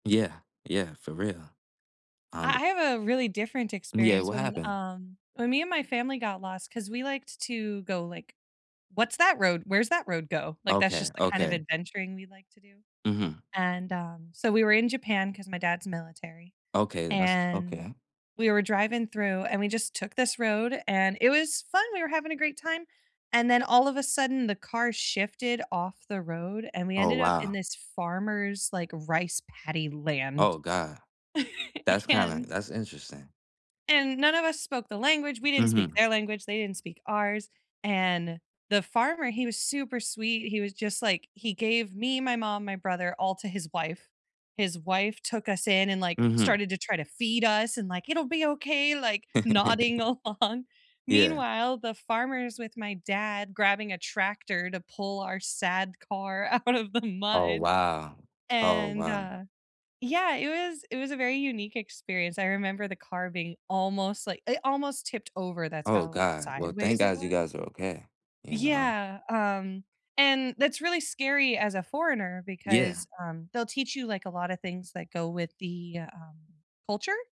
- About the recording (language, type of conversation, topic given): English, unstructured, Have you ever gotten lost in a foreign city, and what happened?
- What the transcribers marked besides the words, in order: other background noise; tapping; chuckle; laughing while speaking: "And"; chuckle; laughing while speaking: "along"; laughing while speaking: "out of"